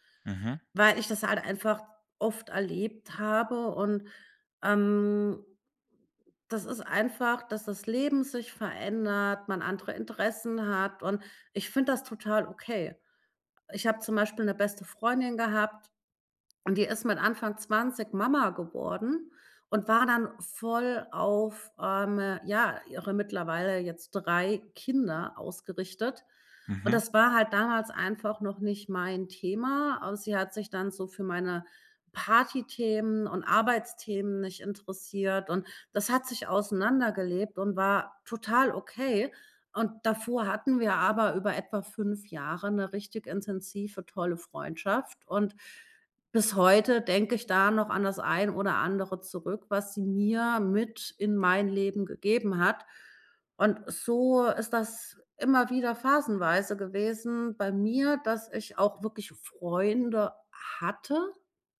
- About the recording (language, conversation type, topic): German, podcast, Wie baust du langfristige Freundschaften auf, statt nur Bekanntschaften?
- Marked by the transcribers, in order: none